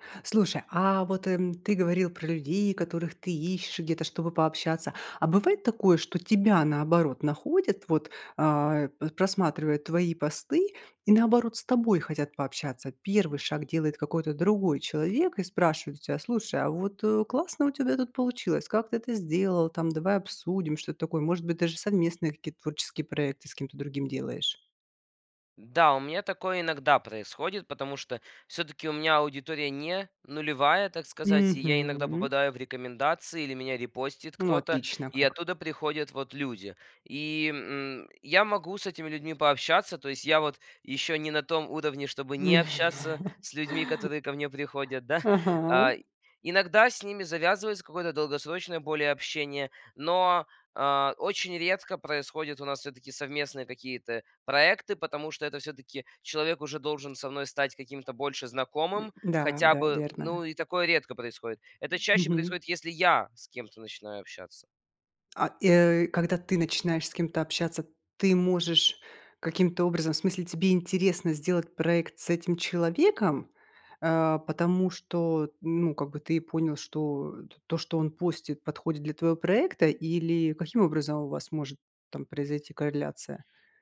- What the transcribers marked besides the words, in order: tapping; chuckle; chuckle
- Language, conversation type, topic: Russian, podcast, Как социальные сети влияют на твой творческий процесс?